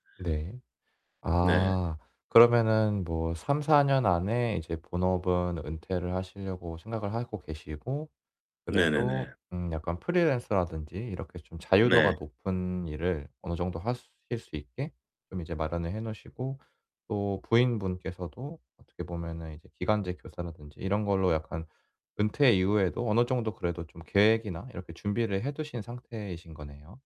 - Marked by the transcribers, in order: other background noise
- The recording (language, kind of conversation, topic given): Korean, advice, 은퇴를 위한 재정 준비는 언제부터 시작해야 할까요?